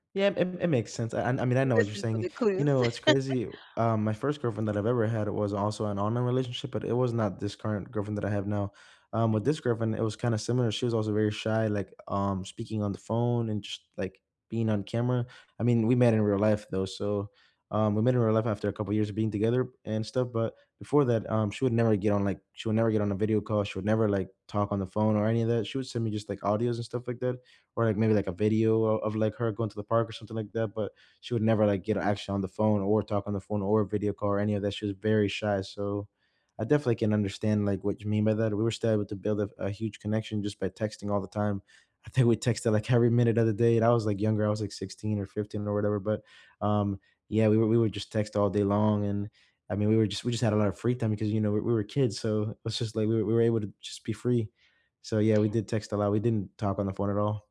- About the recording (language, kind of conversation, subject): English, unstructured, How can you keep your long-distance relationship strong by building connection, trust, and shared routines?
- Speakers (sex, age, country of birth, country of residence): female, 40-44, United States, United States; male, 25-29, United States, United States
- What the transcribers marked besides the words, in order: laugh